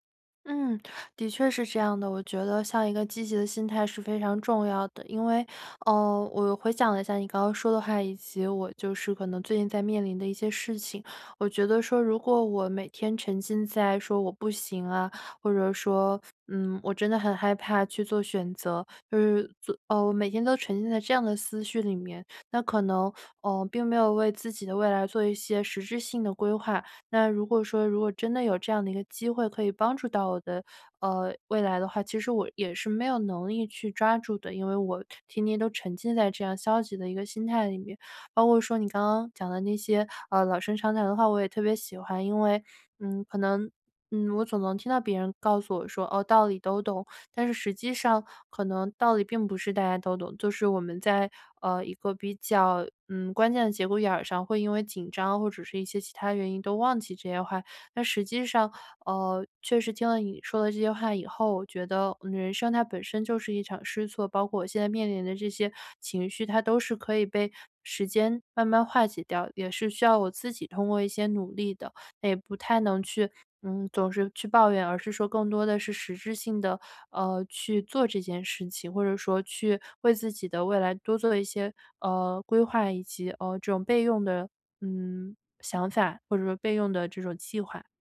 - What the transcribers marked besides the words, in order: other background noise
- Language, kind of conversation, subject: Chinese, advice, 我怎样在变化和不确定中建立心理弹性并更好地适应？
- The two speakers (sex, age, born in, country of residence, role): female, 25-29, China, United States, user; female, 55-59, China, United States, advisor